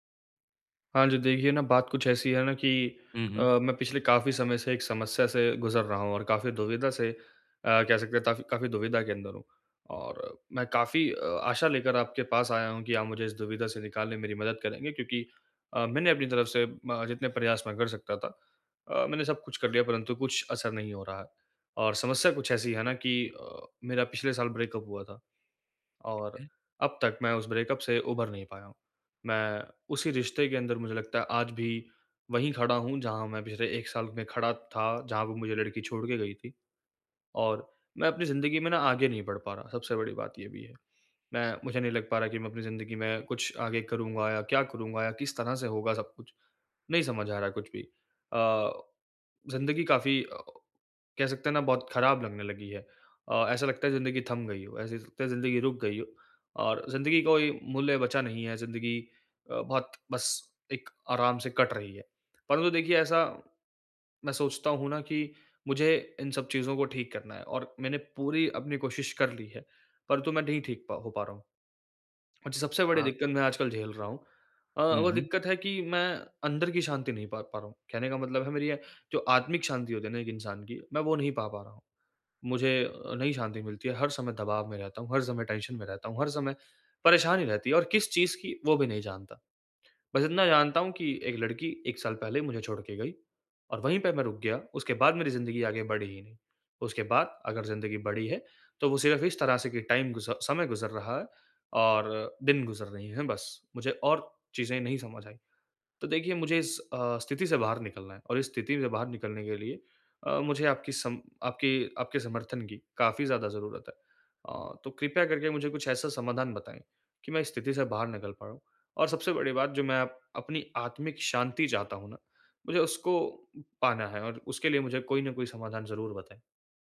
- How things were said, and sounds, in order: in English: "ब्रेकअप"; in English: "ब्रेकअप"; in English: "टेंशन"; in English: "टाइम"
- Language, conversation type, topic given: Hindi, advice, टूटे रिश्ते के बाद मैं आत्मिक शांति कैसे पा सकता/सकती हूँ और नई शुरुआत कैसे कर सकता/सकती हूँ?